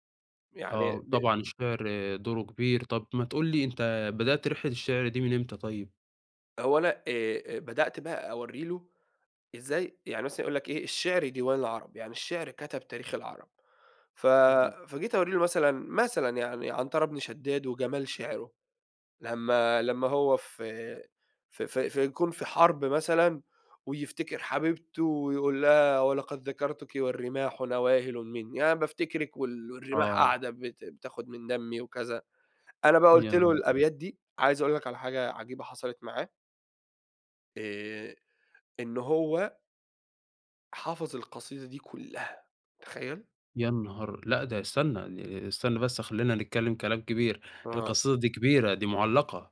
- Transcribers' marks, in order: unintelligible speech
- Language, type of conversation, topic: Arabic, podcast, إيه دور لغتك الأم في إنك تفضل محافظ على هويتك؟
- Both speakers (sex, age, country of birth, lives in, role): male, 20-24, Egypt, Egypt, host; male, 30-34, Saudi Arabia, Egypt, guest